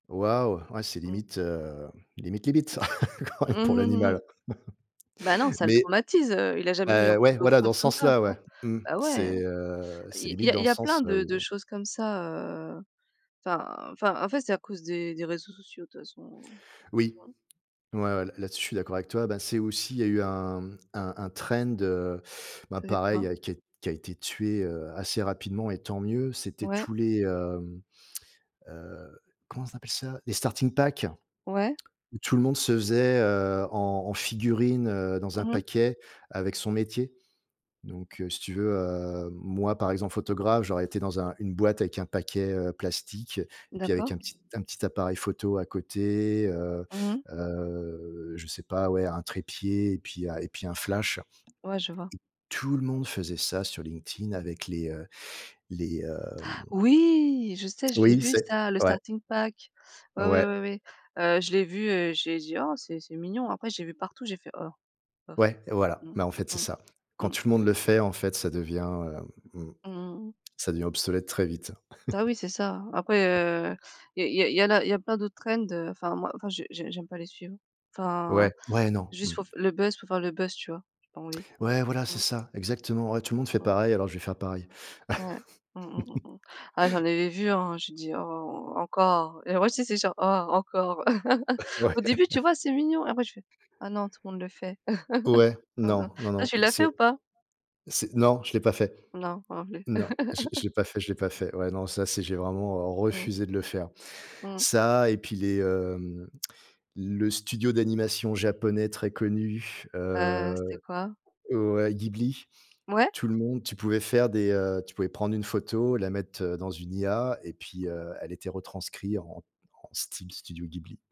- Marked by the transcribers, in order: chuckle; tapping; in English: "starting pack ?"; other background noise; drawn out: "heu"; gasp; drawn out: "Oui"; in English: "starting pack"; chuckle; chuckle; chuckle; laughing while speaking: "Ouais"; laugh; chuckle; chuckle
- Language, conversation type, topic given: French, unstructured, Quels sont tes rêves pour les cinq prochaines années ?